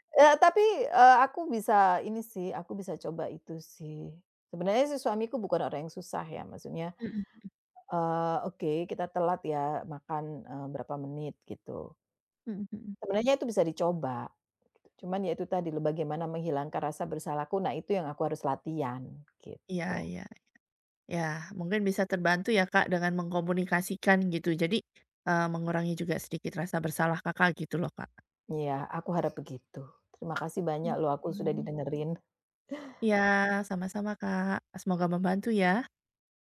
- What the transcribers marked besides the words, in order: other background noise; tapping
- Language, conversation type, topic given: Indonesian, advice, Bagaimana saya bisa tetap fokus tanpa merasa bersalah saat mengambil waktu istirahat?